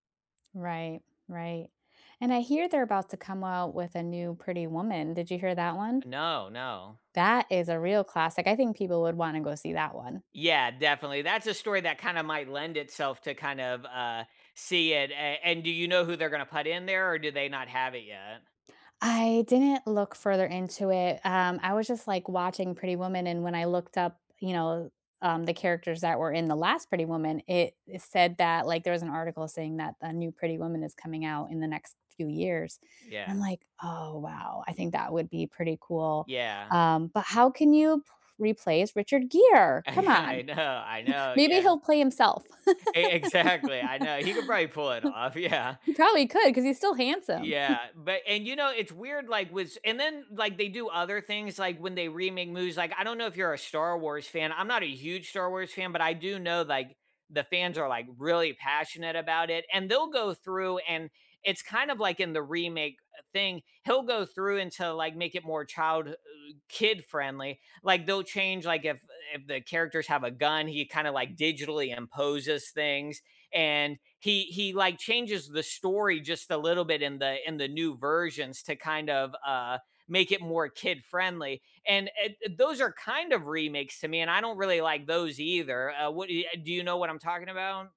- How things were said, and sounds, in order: other background noise; laughing while speaking: "I know, I know"; laughing while speaking: "E exactly"; chuckle; laugh; laughing while speaking: "yeah"; chuckle
- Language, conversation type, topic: English, unstructured, Do modern movie remakes help preserve beloved classics for new audiences, or do they mainly cash in on nostalgia?
- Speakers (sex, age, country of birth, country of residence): female, 40-44, United States, United States; male, 40-44, United States, United States